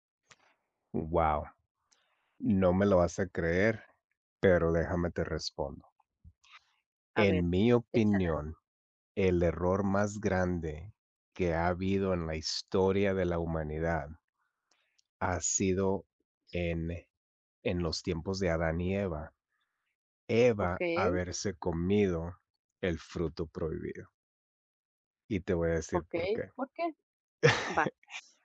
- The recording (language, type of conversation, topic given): Spanish, unstructured, ¿Cuál crees que ha sido el mayor error de la historia?
- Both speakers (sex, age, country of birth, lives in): male, 40-44, United States, United States; other, 30-34, Mexico, Mexico
- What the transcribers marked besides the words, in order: other background noise; tapping; chuckle